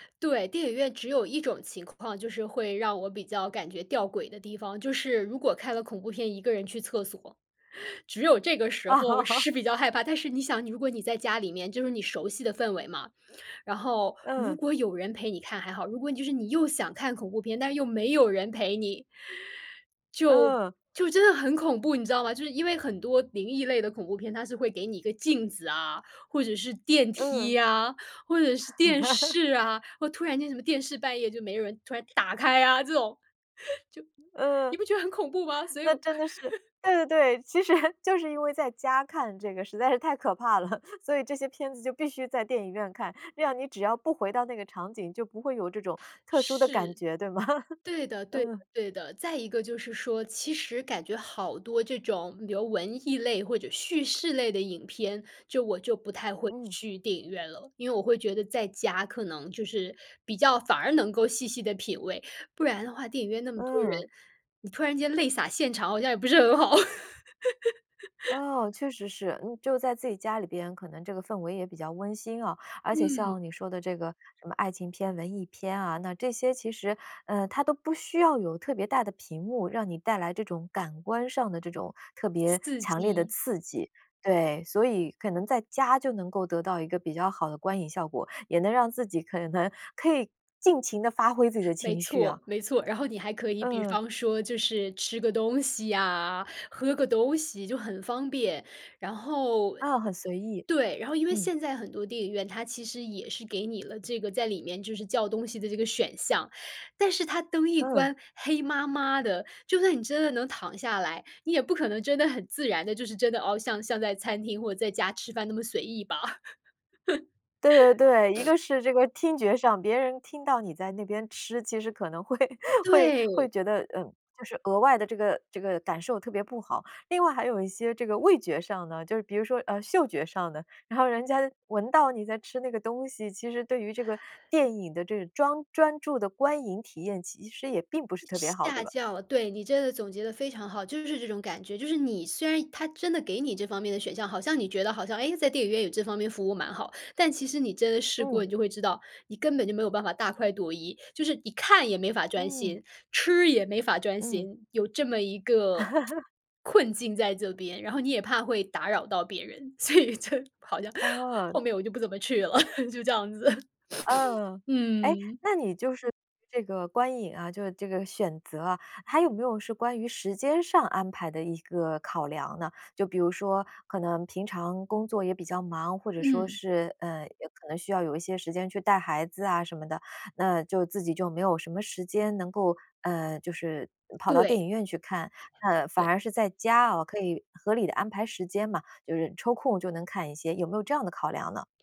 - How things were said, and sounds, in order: laughing while speaking: "哦"; laugh; other background noise; laugh; laughing while speaking: "其实"; chuckle; laughing while speaking: "吗？"; chuckle; laughing while speaking: "很好"; laugh; laugh; sniff; laughing while speaking: "会"; "这个专" said as "这个装"; laugh; tsk; laughing while speaking: "所以就 好像"; chuckle; laughing while speaking: "就这样子"; sniff; other noise
- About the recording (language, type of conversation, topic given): Chinese, podcast, 你更喜欢在电影院观影还是在家观影？